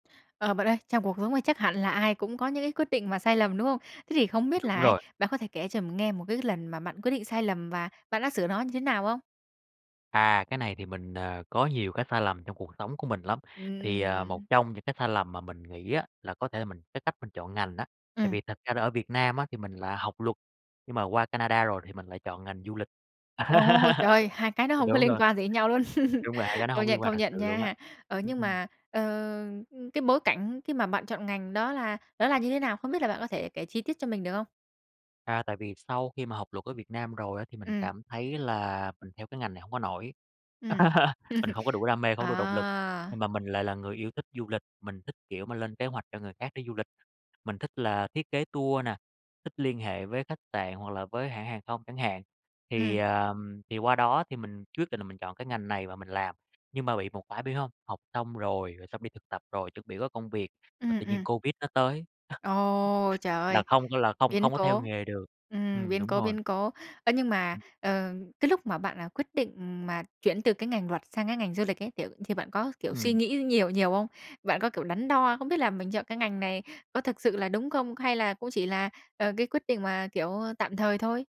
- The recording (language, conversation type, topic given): Vietnamese, podcast, Bạn có thể kể về một lần bạn đưa ra quyết định sai lầm và bạn đã sửa sai như thế nào?
- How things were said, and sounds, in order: tapping; laughing while speaking: "Ồ"; laugh; laugh; other background noise; laugh